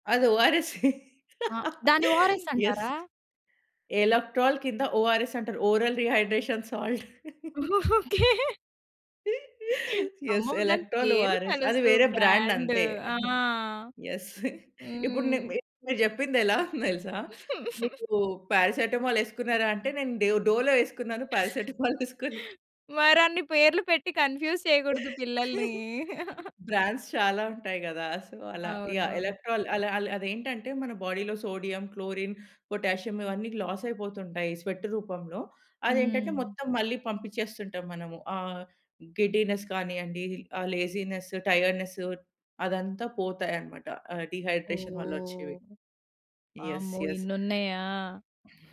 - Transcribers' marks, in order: laughing while speaking: "అది ఓఆర్‌ఎస్సే. యెస్"; in English: "యెస్. ఎలక్ట్రాల్"; in English: "ఓఆర్ఎస్"; in English: "ఓఆర్‌ఎస్"; in English: "ఓరల్ రీహైడ్రేషన్ సాల్ట్"; chuckle; laughing while speaking: "ఓకే"; laughing while speaking: "యెస్. ఎలక్ట్రోల్ ఓఆర్ఎస్"; in English: "ఎలక్ట్రోల్ ఓఆర్ఎస్"; in English: "బ్రాండ్"; in English: "యెస్"; in English: "బ్రాండ్"; giggle; in English: "పారాసిటమాల్"; giggle; in English: "డోలో"; laughing while speaking: "పారాసిటమాల్"; in English: "పారాసిటమాల్"; in English: "పెట్టి కన్ఫ్యూజ్"; giggle; in English: "బ్రాండ్స్"; giggle; in English: "సో"; in English: "యాహ్. ఎలక్ట్రాల్"; in English: "బాడీలో సోడియం, క్లోరిన్, పొటాషియం"; in English: "స్వెట్"; in English: "గిడ్డీనెస్"; in English: "లేజీనెస్"; in English: "డీహైడ్రేషన్"; in English: "యెస్. యెస్"
- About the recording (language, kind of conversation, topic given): Telugu, podcast, డీహైడ్రేషన్‌ను గుర్తించి తగినంత నీళ్లు తాగేందుకు మీరు పాటించే సూచనలు ఏమిటి?